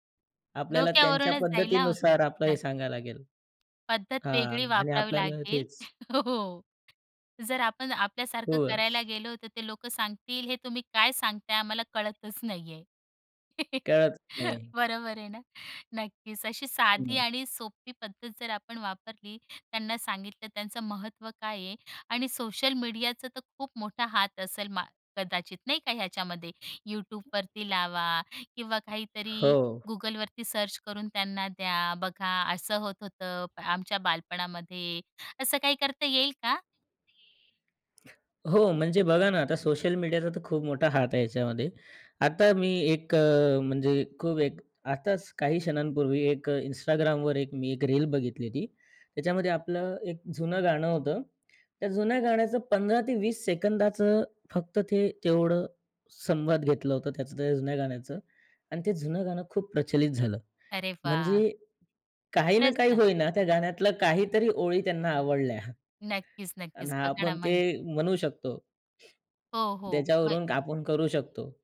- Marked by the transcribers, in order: other background noise; laughing while speaking: "हो"; chuckle; tapping; background speech
- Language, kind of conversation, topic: Marathi, podcast, एखादं गाणं ऐकताच तुम्हाला बालपण लगेच आठवतं का?